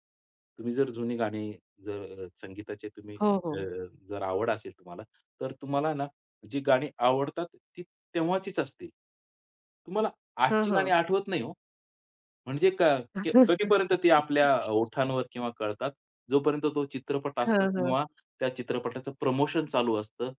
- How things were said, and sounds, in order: laugh; other background noise
- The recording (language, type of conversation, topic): Marathi, podcast, जुनी गाणी ऐकताना कोणत्या आठवणी जागतात?